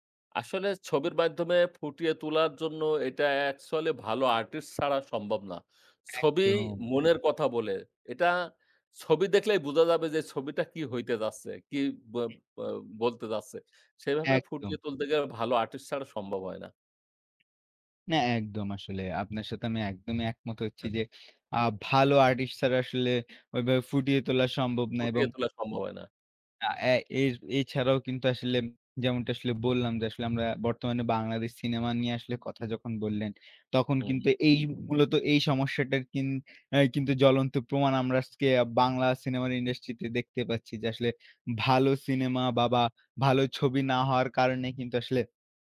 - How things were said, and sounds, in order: other background noise; tapping; "হয়" said as "অয়"; "সম্ভব" said as "সম্বব"; "হয়" said as "অয়"; "আজকে" said as "আচকে"
- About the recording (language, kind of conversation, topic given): Bengali, unstructured, ছবির মাধ্যমে গল্প বলা কেন গুরুত্বপূর্ণ?